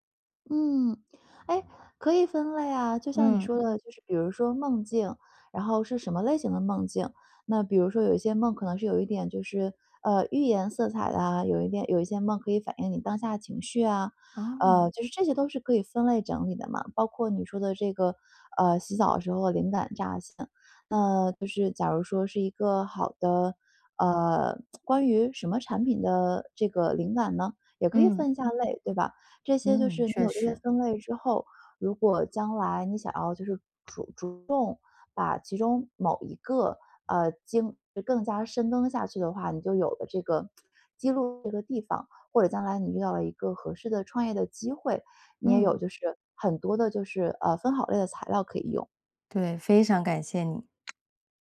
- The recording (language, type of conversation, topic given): Chinese, advice, 你怎样才能养成定期收集灵感的习惯？
- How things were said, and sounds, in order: other background noise; tapping; tsk; tsk